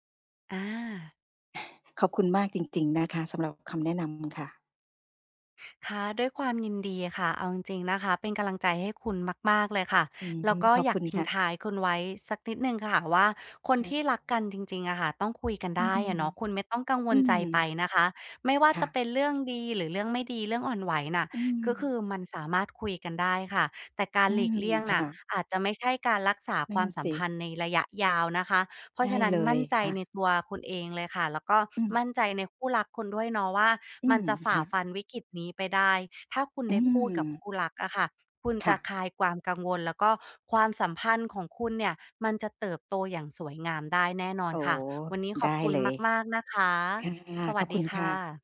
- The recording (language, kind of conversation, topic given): Thai, advice, คุณควรเริ่มคุยเรื่องแบ่งค่าใช้จ่ายกับเพื่อนหรือคนรักอย่างไรเมื่อรู้สึกอึดอัด?
- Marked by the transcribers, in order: other background noise; tapping